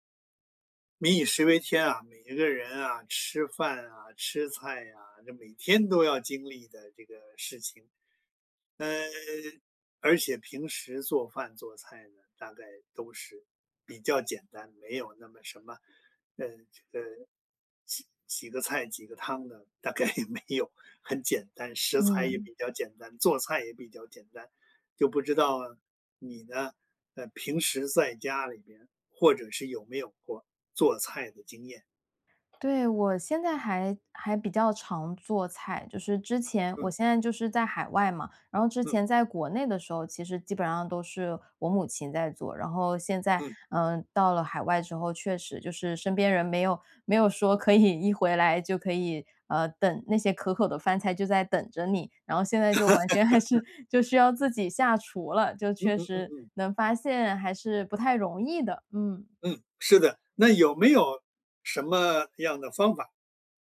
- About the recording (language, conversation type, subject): Chinese, podcast, 怎么把简单食材变成让人心安的菜？
- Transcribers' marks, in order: laughing while speaking: "大概也没有"; laugh; laughing while speaking: "还是"